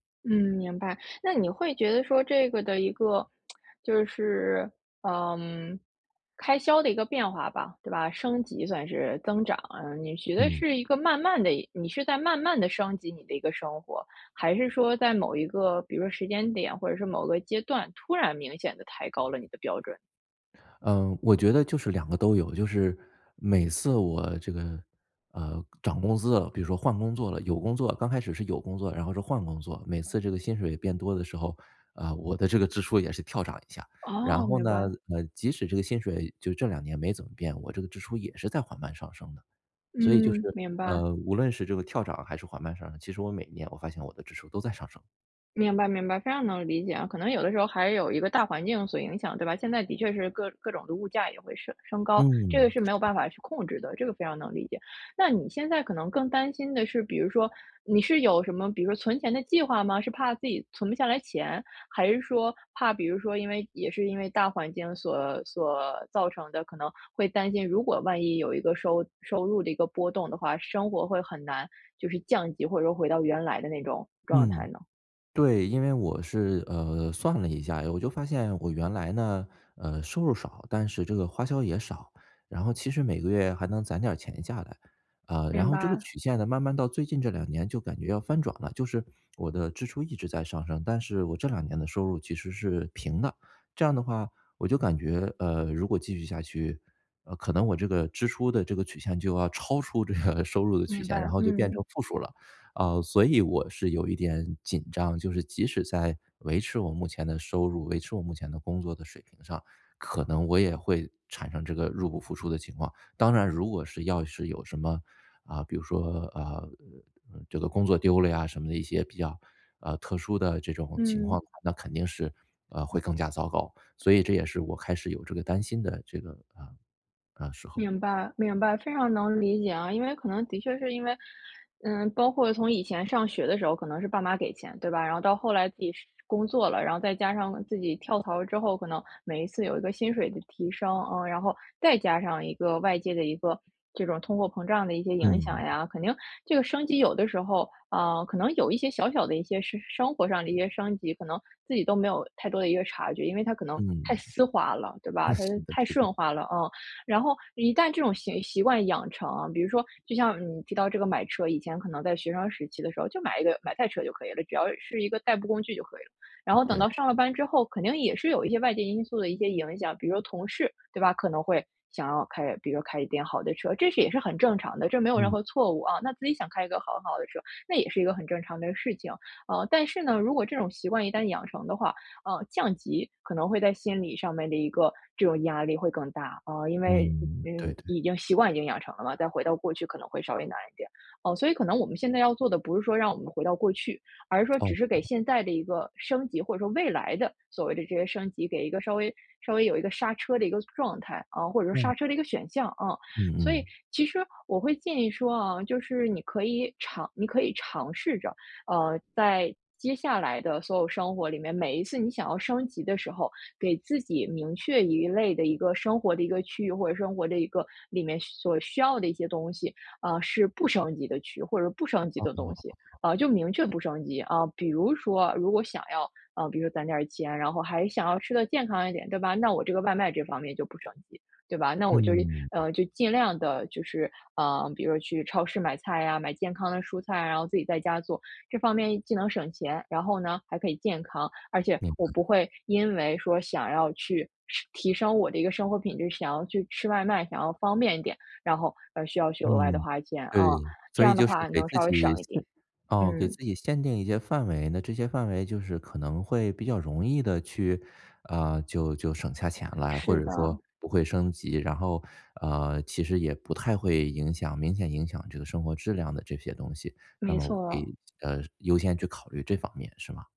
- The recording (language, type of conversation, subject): Chinese, advice, 我该如何避免生活水平随着收入增加而不断提高、从而影响储蓄和预算？
- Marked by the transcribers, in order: lip smack; other background noise; joyful: "支出也是跳涨一下"; laughing while speaking: "这个收入"; chuckle